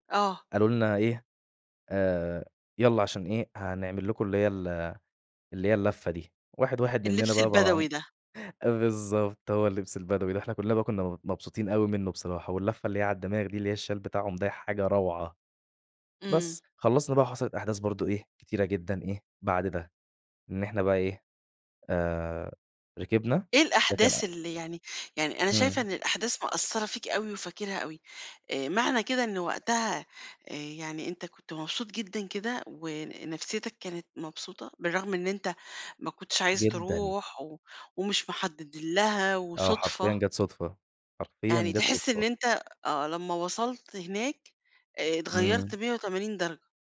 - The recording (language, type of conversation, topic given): Arabic, podcast, إيه آخر حاجة عملتها للتسلية وخلّتك تنسى الوقت؟
- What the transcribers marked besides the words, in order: unintelligible speech; tapping